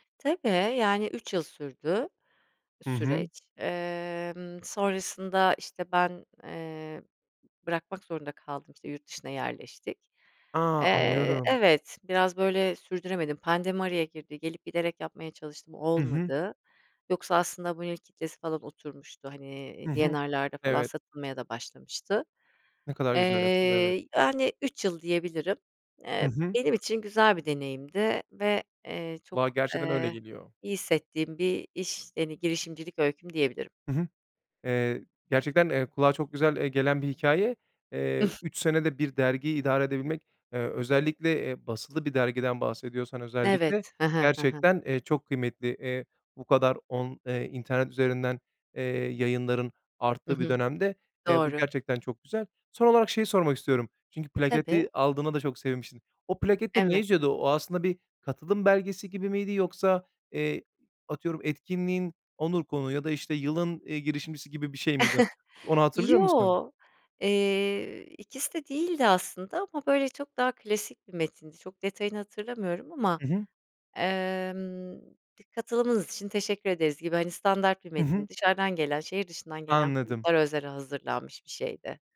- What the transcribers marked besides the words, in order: chuckle; chuckle
- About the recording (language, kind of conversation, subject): Turkish, podcast, Ne zaman kendinle en çok gurur duydun?